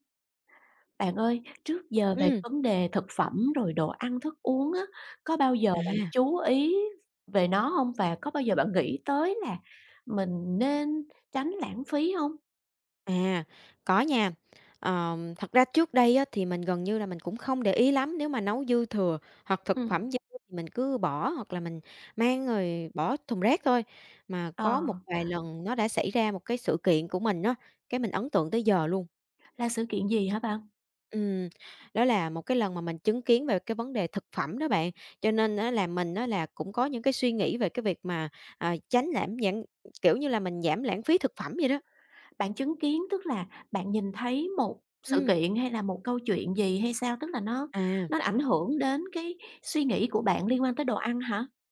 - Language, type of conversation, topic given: Vietnamese, podcast, Bạn làm thế nào để giảm lãng phí thực phẩm?
- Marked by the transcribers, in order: tapping; other background noise; "lãng" said as "lãm"